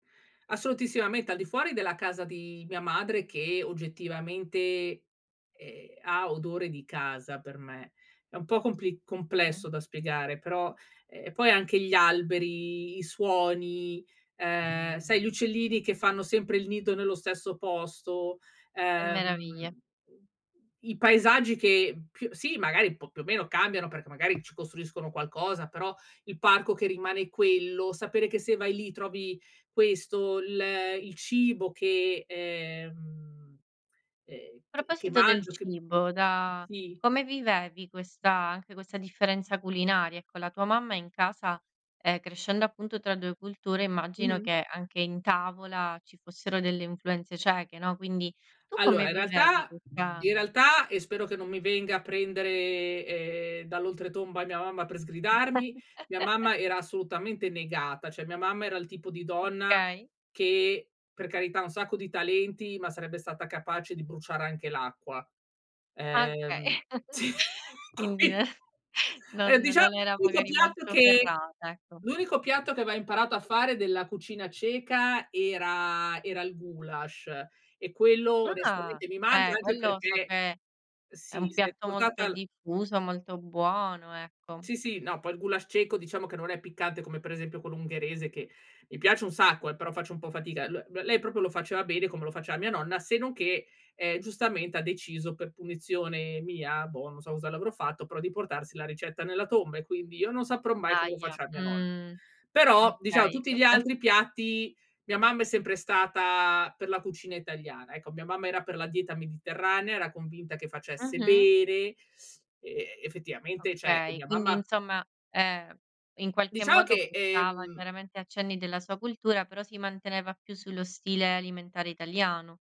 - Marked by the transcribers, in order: tapping; drawn out: "ehm"; other background noise; chuckle; laughing while speaking: "Okay"; chuckle; laughing while speaking: "non"; laughing while speaking: "sì, qui"; other noise; surprised: "Ah"; "proprio" said as "propio"; laughing while speaking: "questo"; "cioè" said as "ceh"
- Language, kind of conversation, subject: Italian, podcast, Com'è stato crescere tra due culture?